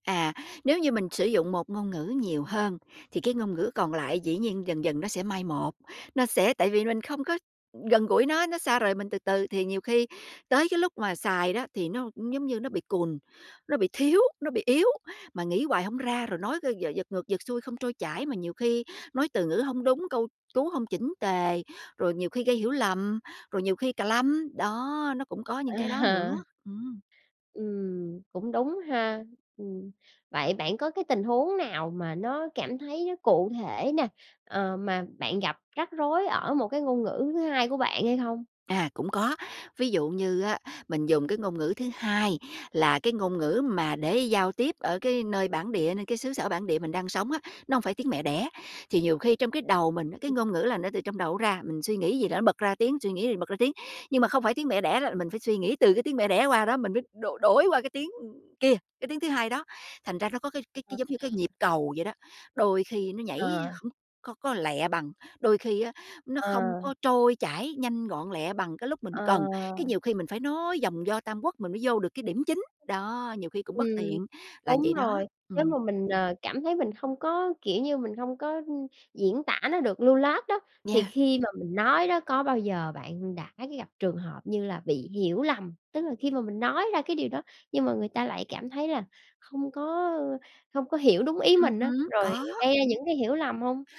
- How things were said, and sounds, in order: tapping; laughing while speaking: "À"; other background noise
- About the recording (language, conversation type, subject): Vietnamese, podcast, Việc nói nhiều ngôn ngữ ảnh hưởng đến bạn như thế nào?
- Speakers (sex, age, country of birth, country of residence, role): female, 30-34, Vietnam, Vietnam, host; female, 45-49, Vietnam, United States, guest